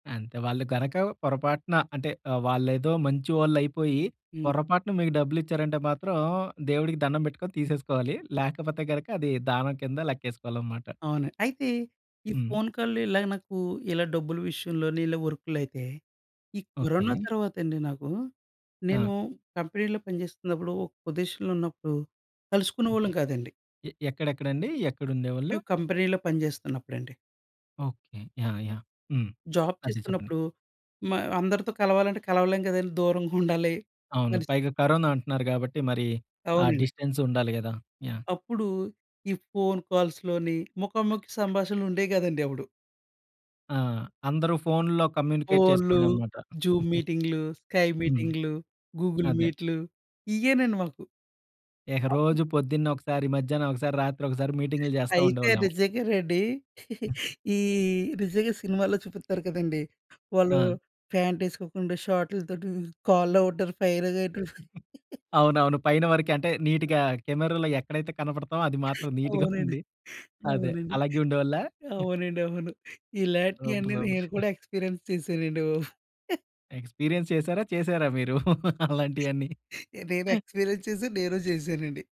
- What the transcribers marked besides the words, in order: in English: "కంపెనీలో"; in English: "పొదీషన్‌లో"; in English: "కంపెనీ‌లో"; in English: "జాబ్"; chuckle; in English: "ఫోన్ కాల్స్‌లోనీ"; in English: "కమ్యూనికేట్"; in English: "జూమ్"; giggle; in English: "స్కై"; in English: "గూగుల్"; giggle; drawn out: "ఈ"; giggle; in English: "కాల్‌లో"; giggle; in English: "కెమెరాలో"; other noise; laughing while speaking: "అవునండవును. ఇలాంటియన్ని నేను కూడా ఎక్స్పీరియన్స్ చేశానండి బాబు"; giggle; in English: "సూపర్. సూపర్"; in English: "ఎక్స్పీరియన్స్"; giggle; in English: "ఎక్స్పీరియన్స్"; laughing while speaking: "నేను ఎక్స్పీరియన్స్ చేశాను, నేను చేశానండి"; laughing while speaking: "అలాంటియన్ని"; in English: "ఎక్స్పీరియన్స్"
- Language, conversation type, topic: Telugu, podcast, ఫోన్ కాల్‌తో పోలిస్తే ముఖాముఖి సంభాషణలో శరీరభాష ఎంత ముఖ్యమైనది?